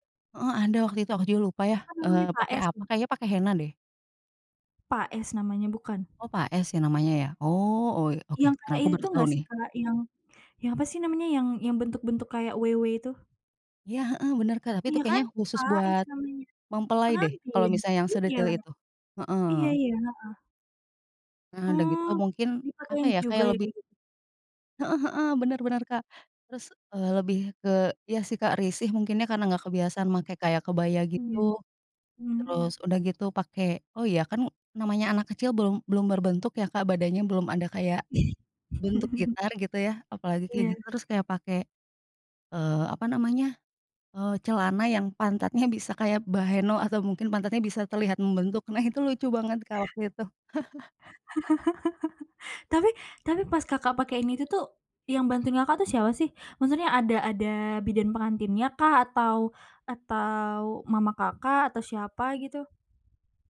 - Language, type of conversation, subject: Indonesian, podcast, Pernahkah kamu memakai pakaian tradisional, dan bagaimana pengalamanmu saat memakainya?
- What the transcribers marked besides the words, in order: other background noise; laugh; chuckle; laugh